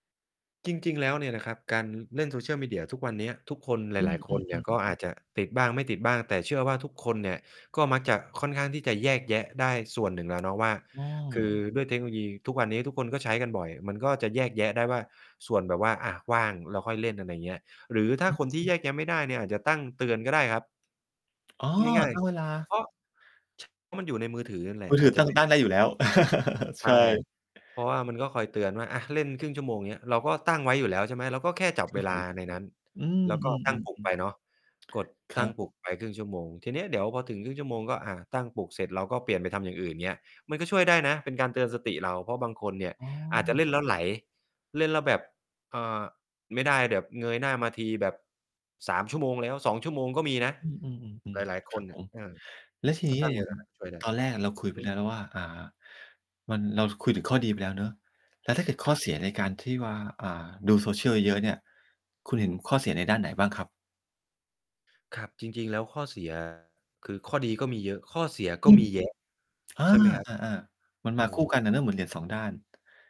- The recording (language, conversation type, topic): Thai, podcast, นิสัยการเล่นโซเชียลมีเดียตอนว่างของคุณเป็นอย่างไรบ้าง?
- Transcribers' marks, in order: other background noise; distorted speech; tapping; unintelligible speech; laugh; unintelligible speech